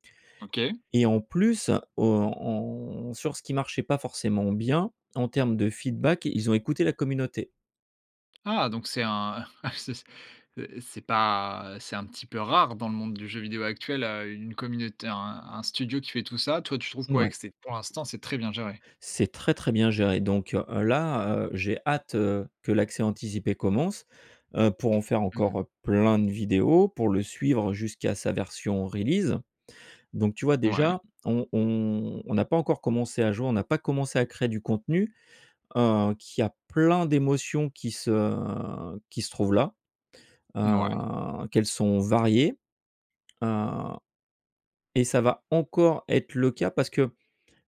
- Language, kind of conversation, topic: French, podcast, Quel rôle jouent les émotions dans ton travail créatif ?
- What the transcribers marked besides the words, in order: in English: "feedback"; other background noise; chuckle; in English: "release"